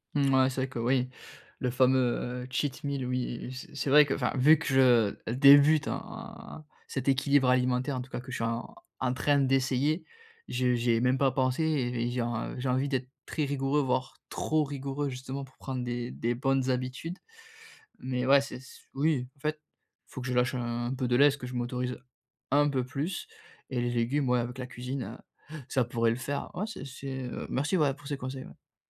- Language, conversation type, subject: French, advice, Comment équilibrer le plaisir immédiat et les résultats à long terme ?
- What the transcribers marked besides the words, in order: in English: "cheat meal"; stressed: "débute"; stressed: "trop"; stressed: "un peu"